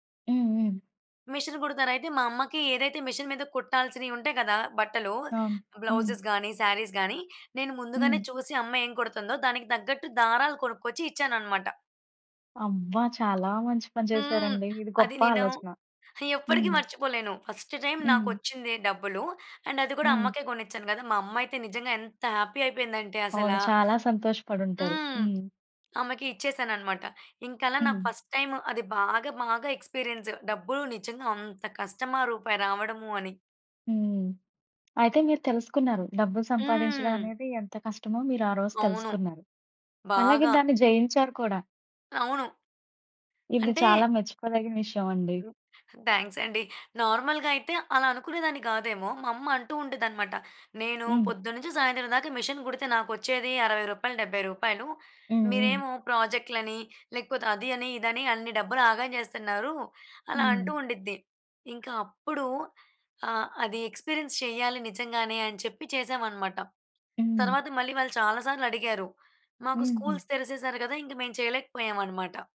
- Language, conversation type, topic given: Telugu, podcast, మీ మొదటి ఉద్యోగం గురించి చెప్పగలరా?
- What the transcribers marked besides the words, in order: in English: "బ్లౌ‌జెస్"; in English: "శారీస్"; in English: "అండ్"; in English: "హ్యాపీ"; in English: "ఫస్ట్ టైమ్"; in English: "ఎక్స్‌పీరియన్స్"; other noise; in English: "థ్యాంక్స్"; in English: "నార్మల్‌గా"; other background noise; in English: "ఎక్స్‌పీరియన్స్"; in English: "స్కూల్స్"